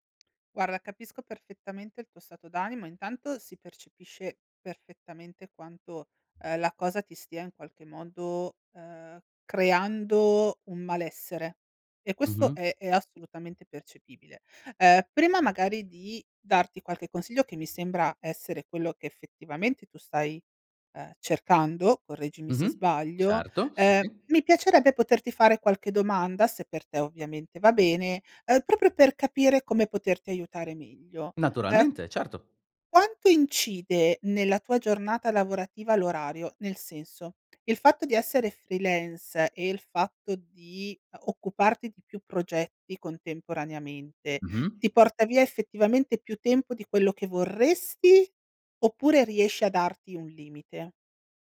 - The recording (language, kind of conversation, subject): Italian, advice, Come posso isolarmi mentalmente quando lavoro da casa?
- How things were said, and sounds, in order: background speech